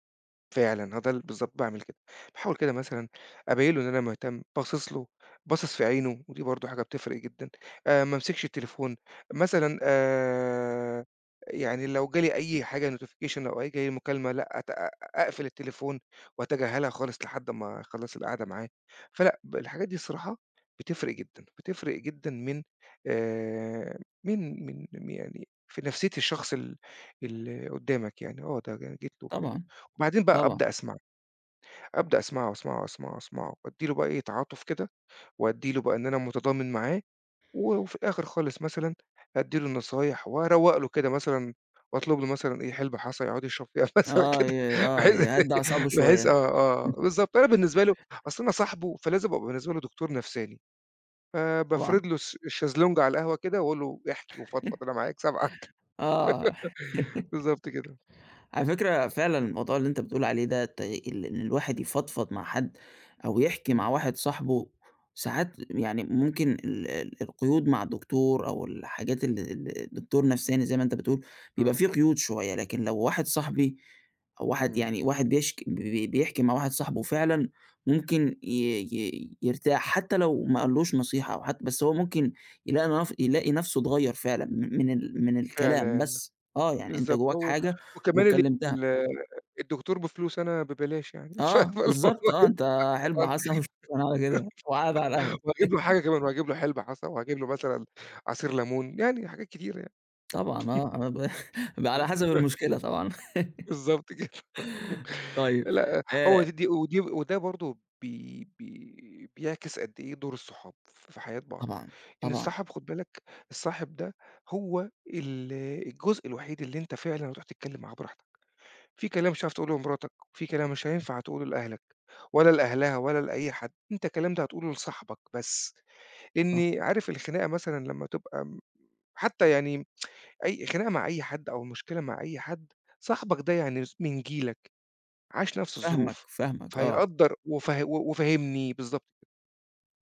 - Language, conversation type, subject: Arabic, podcast, إزاي تعرف الفرق بين اللي طالب نصيحة واللي عايزك بس تسمع له؟
- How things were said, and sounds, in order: in English: "notification"; other background noise; laughing while speaking: "يقُعد يشرب مثلًا كده بحيث إن بحيث آه آه، بالضبط"; laugh; chuckle; tapping; in French: "الchaise longue"; chuckle; laugh; laugh; laughing while speaking: "فالموضوع"; laugh; laughing while speaking: "وشكراً على كده"; chuckle; chuckle; laughing while speaking: "بالضبط كده"; laugh; sniff; tsk